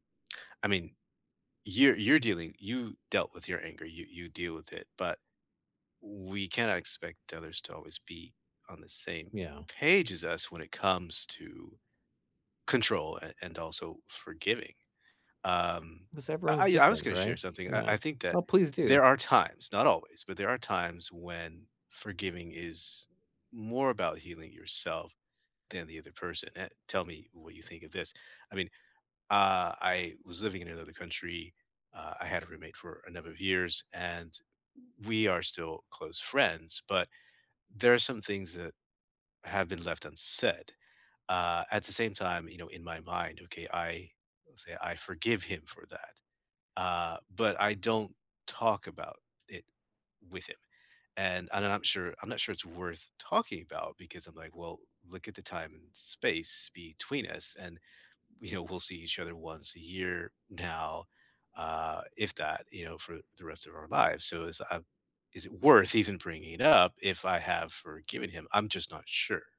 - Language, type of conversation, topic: English, unstructured, What is the hardest part about forgiving someone?
- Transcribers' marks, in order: stressed: "page"; other background noise